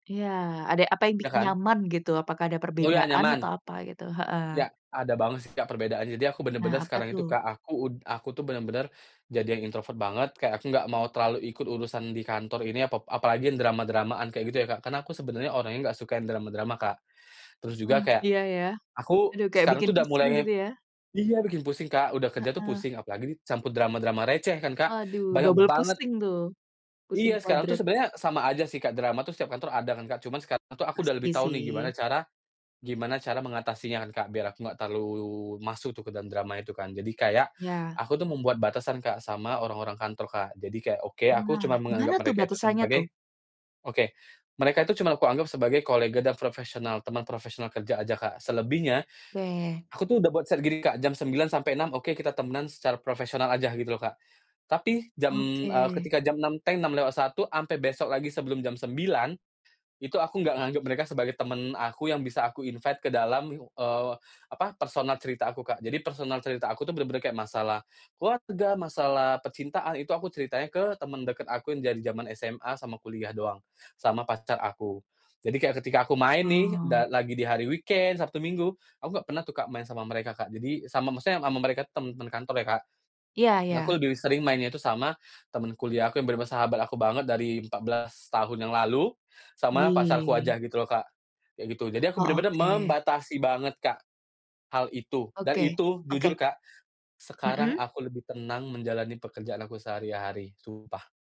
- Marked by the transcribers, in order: other background noise; in English: "introvert"; stressed: "banget"; in English: "invite"; in English: "weekend"
- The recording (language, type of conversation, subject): Indonesian, podcast, Bagaimana kamu bisa tetap menjadi diri sendiri di kantor?